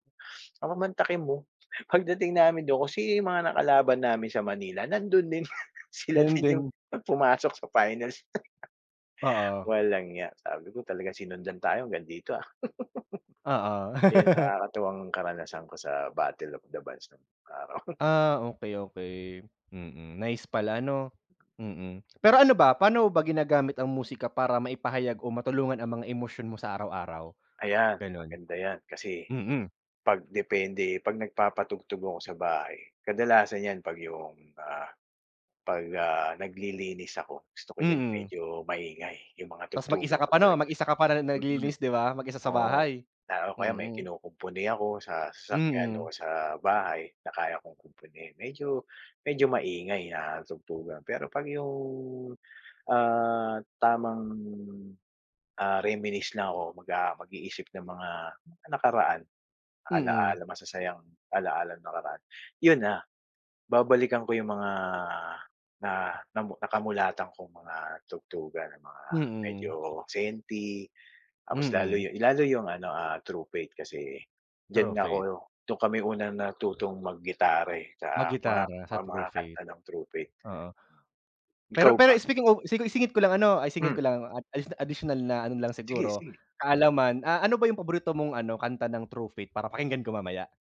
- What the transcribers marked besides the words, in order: laugh; laugh; laugh; laugh
- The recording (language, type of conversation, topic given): Filipino, unstructured, May alaala ka ba na nauugnay sa isang kanta o awitin?
- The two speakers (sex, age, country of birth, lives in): male, 30-34, Philippines, Philippines; male, 45-49, Philippines, Philippines